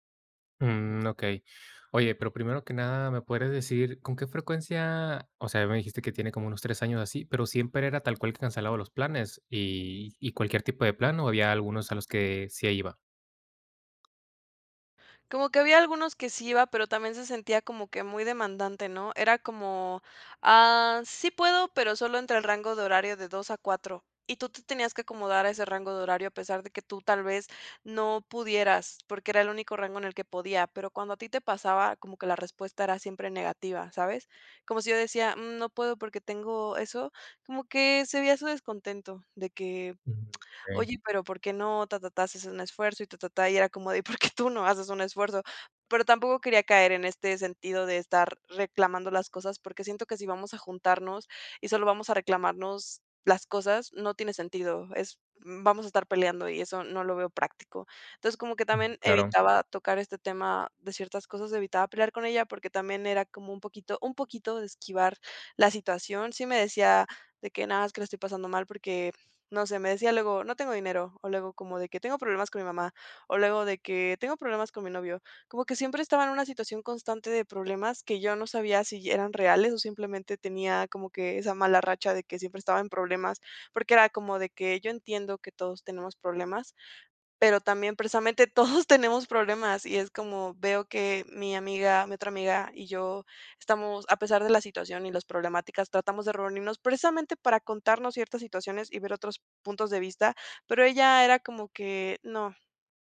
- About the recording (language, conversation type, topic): Spanish, advice, ¿Qué puedo hacer cuando un amigo siempre cancela los planes a última hora?
- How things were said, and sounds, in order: other background noise; tapping; laughing while speaking: "¿Y por qué tú"; laughing while speaking: "todos"